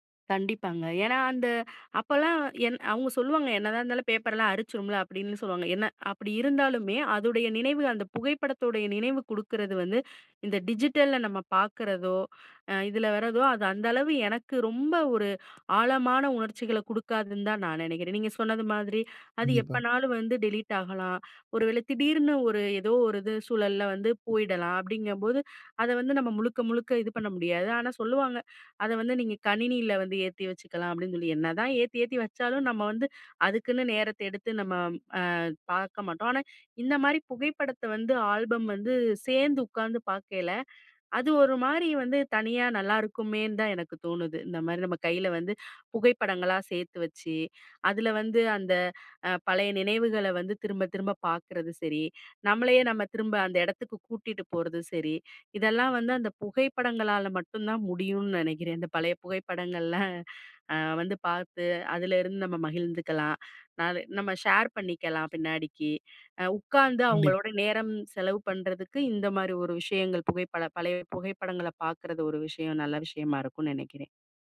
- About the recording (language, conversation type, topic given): Tamil, podcast, பழைய புகைப்படங்களைப் பார்த்தால் உங்களுக்கு என்ன மாதிரியான உணர்வுகள் வரும்?
- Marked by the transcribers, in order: other background noise; in English: "டிஜிட்டல்ல"; "மாதிரி" said as "மாதுரி"; in English: "டெலீட்"; other street noise; in English: "ஷேர்"; tapping